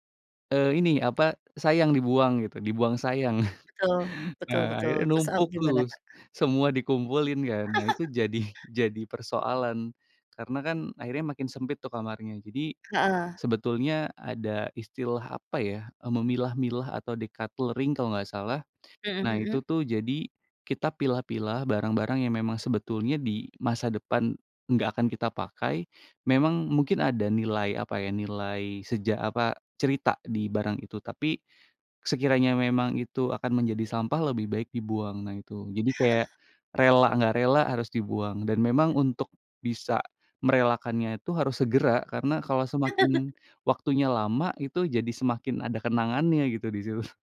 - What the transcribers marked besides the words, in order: tapping; other background noise; chuckle; chuckle; in English: "dekatlering"; "deculttering" said as "dekatlering"; chuckle; chuckle; chuckle
- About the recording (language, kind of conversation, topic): Indonesian, podcast, Bagaimana cara membuat kamar kos yang kecil terasa lebih luas?